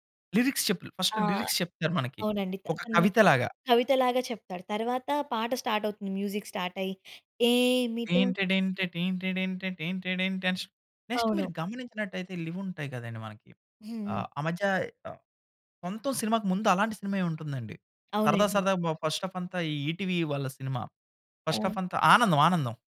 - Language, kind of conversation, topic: Telugu, podcast, పిల్లల వయసులో విన్న పాటలు ఇప్పటికీ మీ మనసును ఎలా తాకుతున్నాయి?
- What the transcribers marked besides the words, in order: in English: "లిరిక్స్"; in English: "ఫస్ట్ లిరిక్స్"; in English: "మ్యూజిక్"; singing: "ఏమిటో"; humming a tune; in English: "నెక్స్ట్"; "ఇవి" said as "లివ్"; chuckle; in English: "ఫస్ట్ హాఫ్"; in English: "ఫస్ట్ హాఫ్"